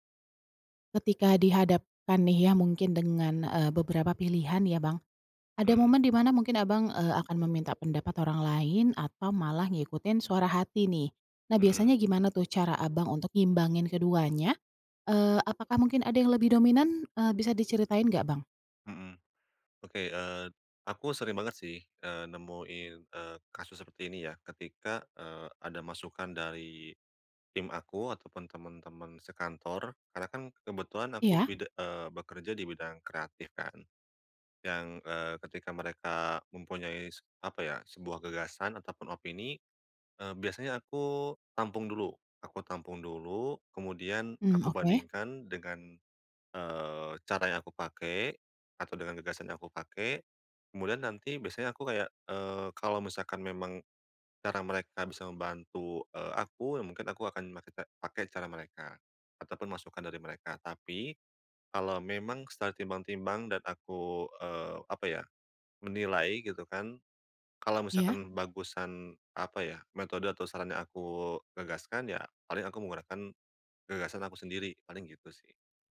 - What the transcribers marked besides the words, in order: tapping; other background noise
- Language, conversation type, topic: Indonesian, podcast, Bagaimana kamu menyeimbangkan pengaruh orang lain dan suara hatimu sendiri?